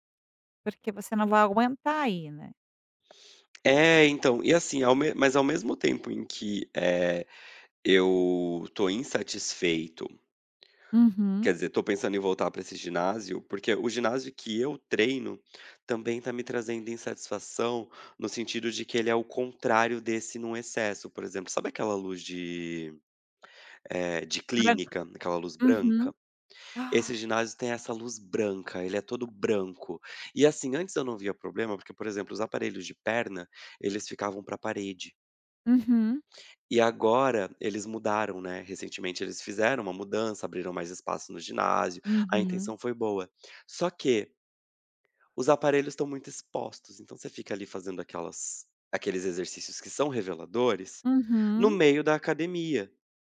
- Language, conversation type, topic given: Portuguese, advice, Como posso lidar com a falta de um parceiro ou grupo de treino, a sensação de solidão e a dificuldade de me manter responsável?
- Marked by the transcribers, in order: tapping; gasp